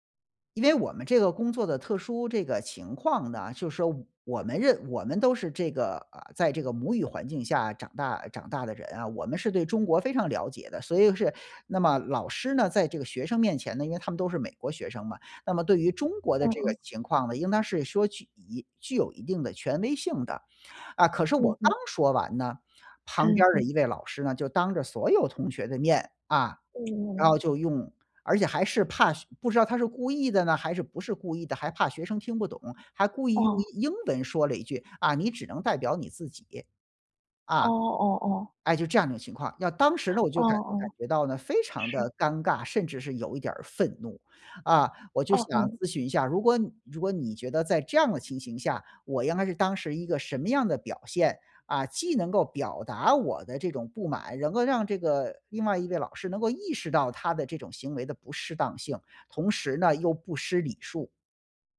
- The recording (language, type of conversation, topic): Chinese, advice, 在聚会中被当众纠正时，我感到尴尬和愤怒该怎么办？
- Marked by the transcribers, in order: other background noise